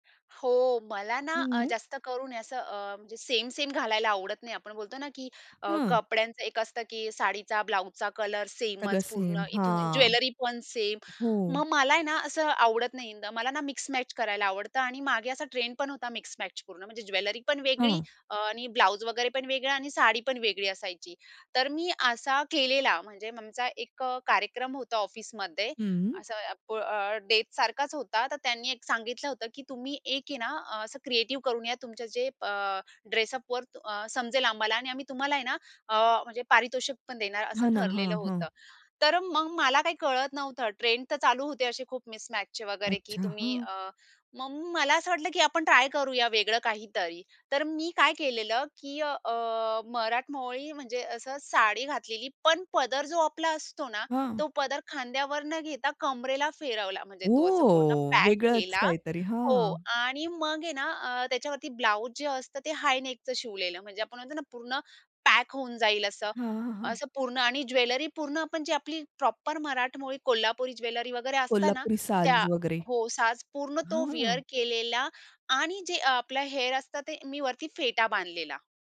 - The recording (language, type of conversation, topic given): Marathi, podcast, फॅशनमध्ये स्वतःशी प्रामाणिक राहण्यासाठी तुम्ही कोणती पद्धत वापरता?
- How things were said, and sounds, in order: surprised: "ओह! वेगळच काहीतरी. हां"; in English: "हाय नेकचं"; in English: "विअर"; in English: "हेअर"